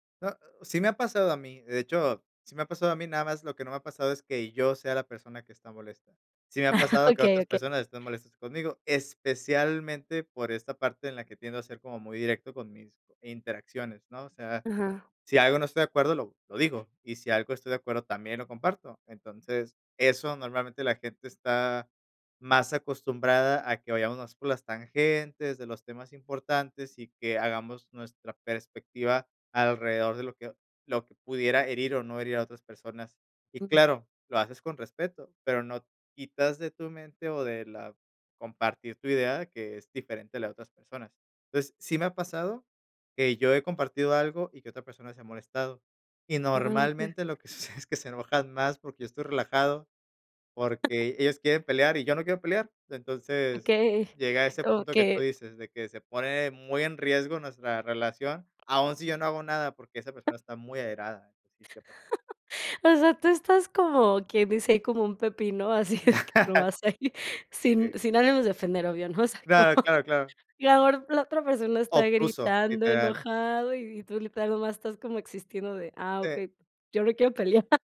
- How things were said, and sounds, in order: laugh; stressed: "especialmente"; laughing while speaking: "sucede"; other background noise; laugh; laughing while speaking: "así de que nomás ahí"; laugh; laughing while speaking: "o sea, como, y la or la otra persona está gritando"; laugh
- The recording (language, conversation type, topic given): Spanish, podcast, ¿Cómo manejas las discusiones sin dañar la relación?